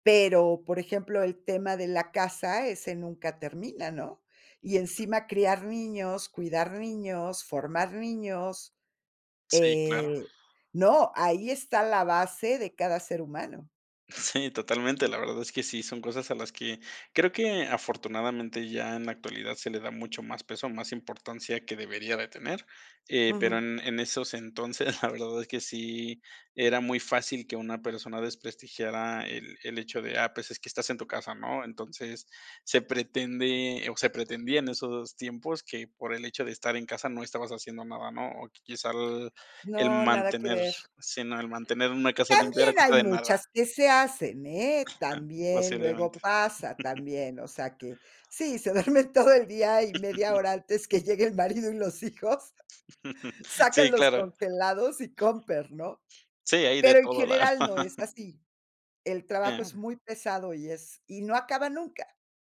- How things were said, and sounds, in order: giggle; chuckle; stressed: "También"; chuckle; laughing while speaking: "duerme todo el día"; laugh; laughing while speaking: "que llegue el marido y los hijos"; chuckle; "con permiso" said as "comper"; laughing while speaking: "verdad"
- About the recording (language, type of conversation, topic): Spanish, podcast, ¿Cómo se reparten las tareas en casa con tu pareja o tus compañeros de piso?